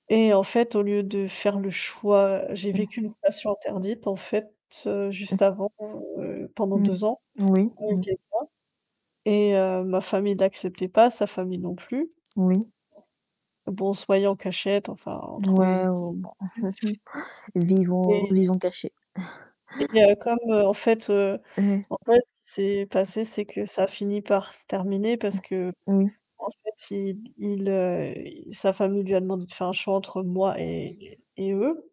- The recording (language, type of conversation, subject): French, unstructured, La gestion des attentes familiales est-elle plus délicate dans une amitié ou dans une relation amoureuse ?
- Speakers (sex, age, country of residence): female, 20-24, France; female, 30-34, Germany
- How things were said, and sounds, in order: static; distorted speech; tapping; chuckle; chuckle; other noise